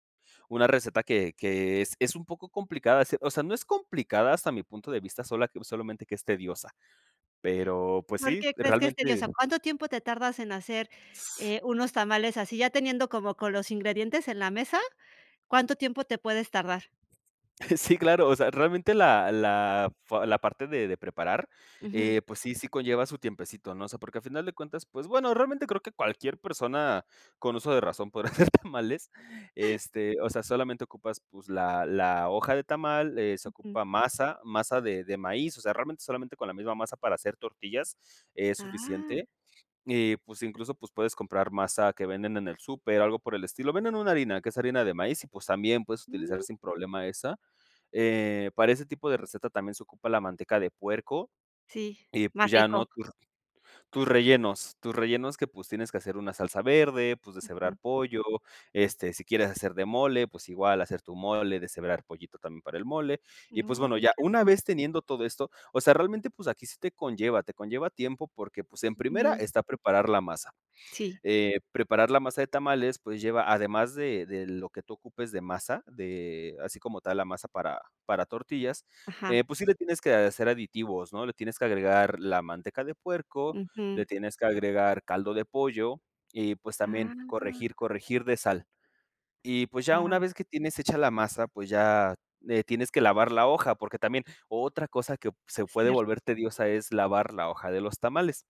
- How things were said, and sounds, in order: other background noise; laughing while speaking: "Sí, claro"; laughing while speaking: "podría hacer tamales"; chuckle; tapping
- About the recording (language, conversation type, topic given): Spanish, podcast, ¿Tienes alguna receta familiar que hayas transmitido de generación en generación?
- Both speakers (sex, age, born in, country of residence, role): female, 40-44, Mexico, Spain, host; male, 20-24, Mexico, Mexico, guest